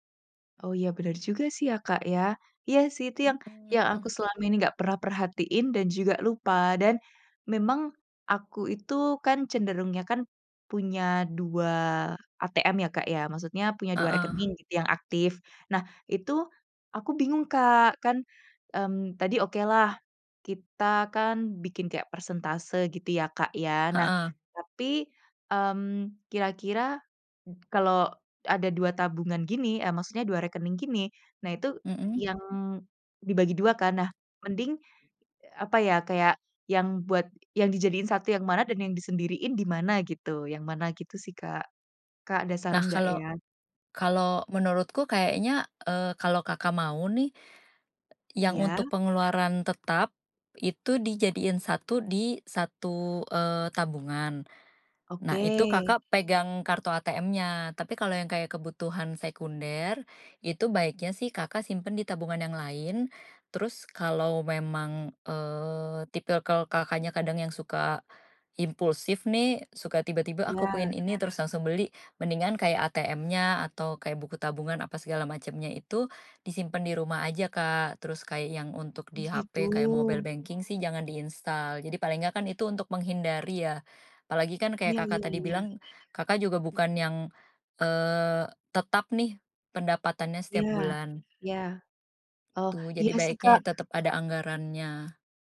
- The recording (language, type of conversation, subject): Indonesian, advice, Bagaimana cara menyusun anggaran bulanan jika pendapatan saya tidak tetap?
- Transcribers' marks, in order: other background noise; tapping; in English: "mobile banking"; in English: "di-install"